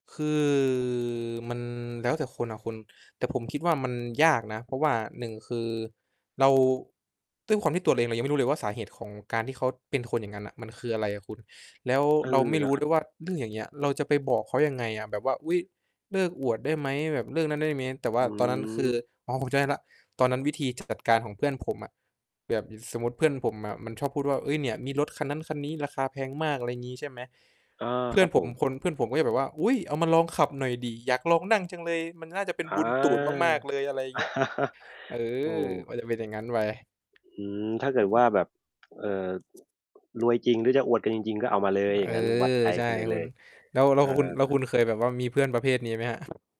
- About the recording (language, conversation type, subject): Thai, unstructured, คุณคิดว่าเรื่องราวในอดีตที่คนชอบหยิบมาพูดซ้ำๆ บ่อยๆ น่ารำคาญไหม?
- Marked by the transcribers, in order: distorted speech; drawn out: "คือ"; "ไหม" said as "เมี้ย"; chuckle; tapping; other background noise